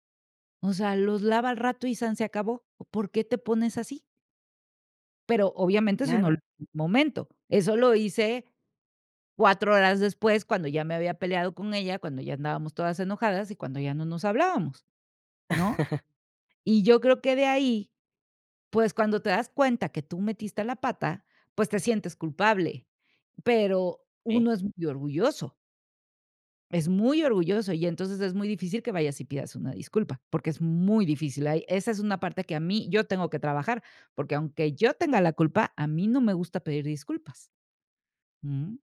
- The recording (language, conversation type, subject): Spanish, podcast, ¿Cómo puedes reconocer tu parte en un conflicto familiar?
- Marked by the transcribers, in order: unintelligible speech; chuckle